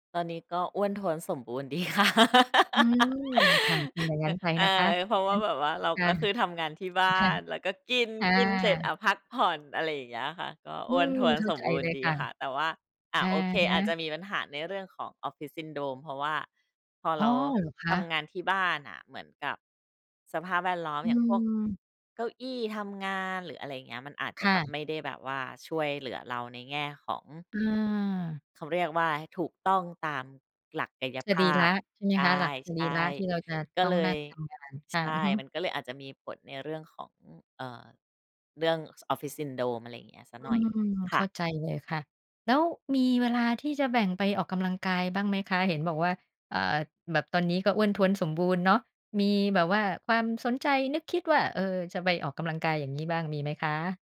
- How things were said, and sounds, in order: laughing while speaking: "ค่ะ"; laugh; chuckle
- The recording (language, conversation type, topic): Thai, podcast, งานที่ทำแล้วไม่เครียดแต่ได้เงินน้อยนับเป็นความสำเร็จไหม?